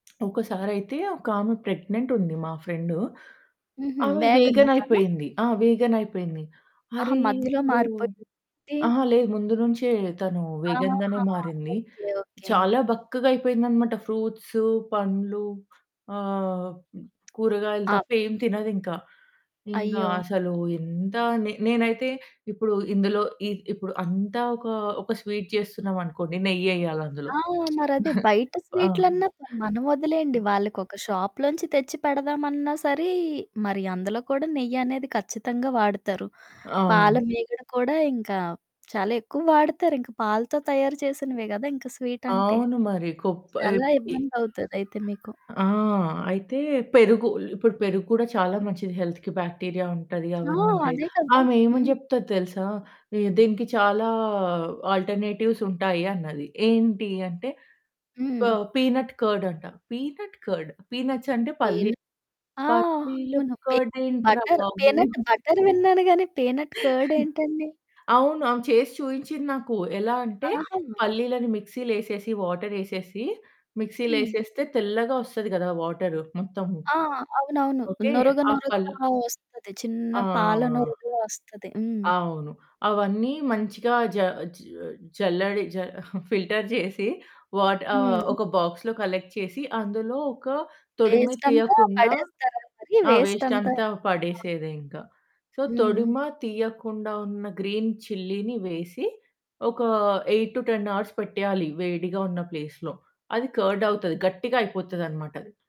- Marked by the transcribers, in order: tapping; in English: "ప్రెగ్నెంట్"; in English: "వేగన్"; in English: "వేగన్"; other background noise; distorted speech; in English: "వేగన్‌గానే"; in English: "ఫ్రూట్స్"; in English: "స్వీట్"; chuckle; in English: "షాప్‌లోంచి"; in English: "హెల్త్‌కి"; in English: "ఆల్టర్‌నేటివ్స్"; in English: "పీనట్ కర్డ్"; in English: "పీనట్ కర్డ్? పీనట్స్"; in English: "పీనట్ బటర్, పీనట్ బటర్"; in English: "కర్డ్"; in English: "పీనట్ కర్డ్"; chuckle; in English: "మిక్సీలేసేసి"; in English: "మిక్సీలో"; static; in English: "ఫిల్టర్"; in English: "బాక్స్‌లో కలెక్ట్"; in English: "వేస్ట్"; in English: "సో"; in English: "గ్రీన్ చిల్లిని"; in English: "ఎయిట్ టు టెన్ అవర్స్"; in English: "ప్లేస్‌లో"; in English: "కర్డ్"
- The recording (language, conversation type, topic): Telugu, podcast, వెగన్ లేదా ఆహార పరిమితులు ఉన్నవారికి వంట చేస్తూ మీరు ఎలా సర్దుబాటు చేస్తారు?